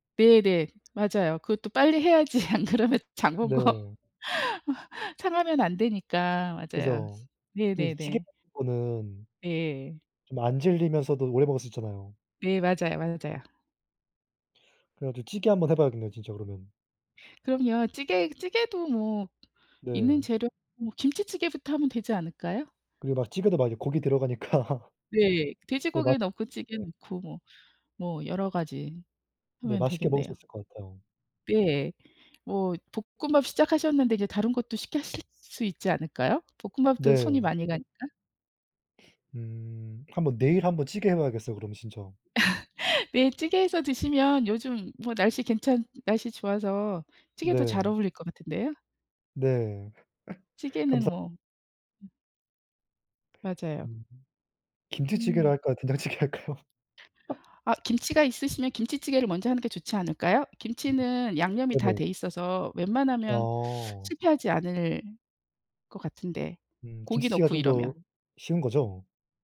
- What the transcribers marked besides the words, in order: other background noise; laughing while speaking: "해야지 안 그러면 장 본 거"; laughing while speaking: "들어가니까"; sniff; laugh; laugh; laughing while speaking: "된장찌개 할까요?"; tapping
- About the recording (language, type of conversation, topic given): Korean, unstructured, 집에서 요리해 먹는 것과 외식하는 것 중 어느 쪽이 더 좋으신가요?